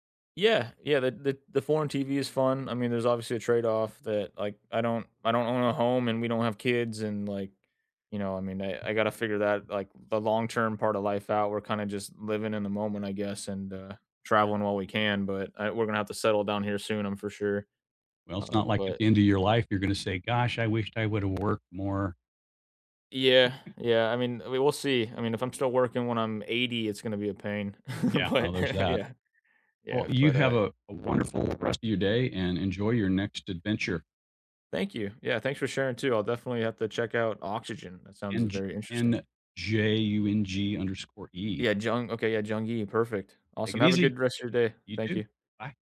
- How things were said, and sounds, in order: chuckle; laughing while speaking: "yeah"
- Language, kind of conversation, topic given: English, unstructured, Which foreign shows or movies have broadened your entertainment horizons?
- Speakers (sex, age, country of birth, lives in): male, 30-34, United States, United States; male, 65-69, United States, United States